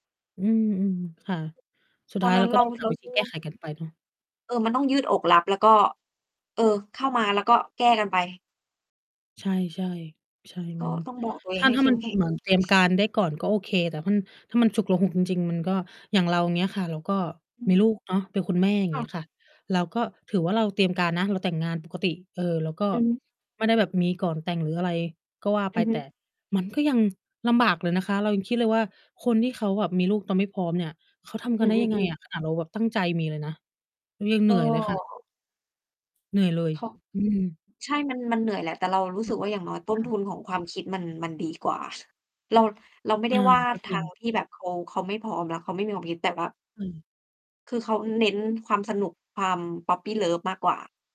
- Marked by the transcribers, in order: distorted speech; mechanical hum; tapping; unintelligible speech
- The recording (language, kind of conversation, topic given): Thai, unstructured, ช่วงเวลาไหนในชีวิตที่ทำให้คุณเติบโตมากที่สุด?